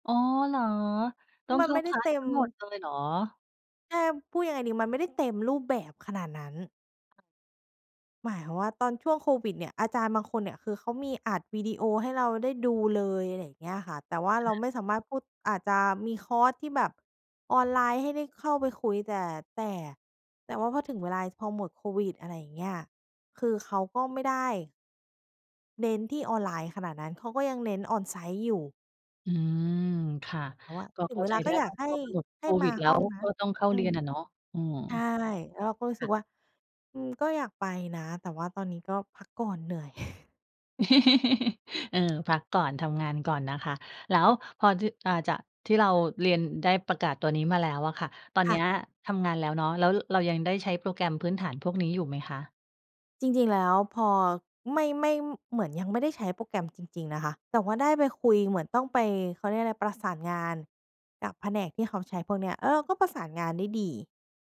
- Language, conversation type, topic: Thai, podcast, คุณช่วยเล่าเรื่องความสำเร็จจากการเรียนรู้ด้วยตัวเองให้ฟังหน่อยได้ไหม?
- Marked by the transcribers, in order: in English: "on-site"; chuckle; laugh; tapping